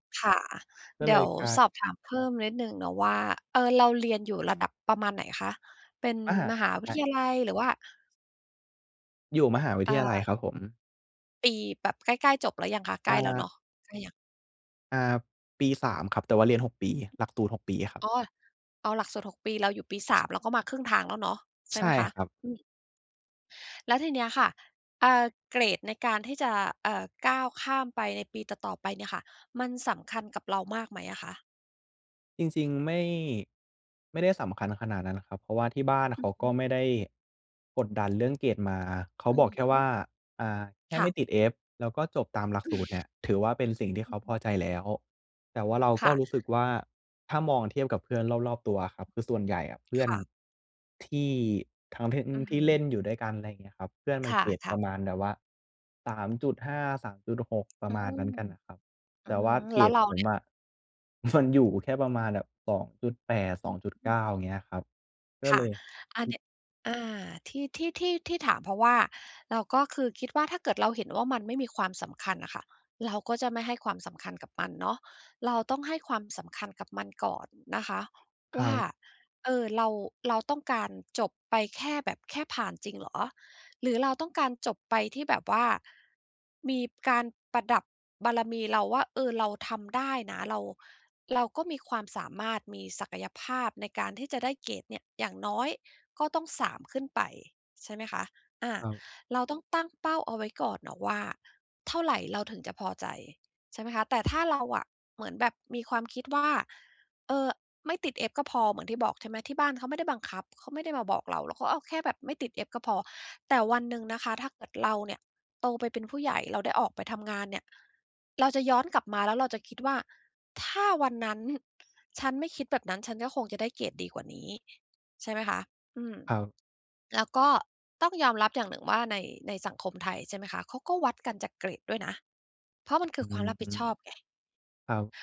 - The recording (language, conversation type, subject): Thai, advice, ฉันจะหยุดทำพฤติกรรมเดิมที่ไม่ดีต่อฉันได้อย่างไร?
- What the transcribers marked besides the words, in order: other background noise; sneeze; laughing while speaking: "มันอยู่"; stressed: "ถ้าวันนั้น"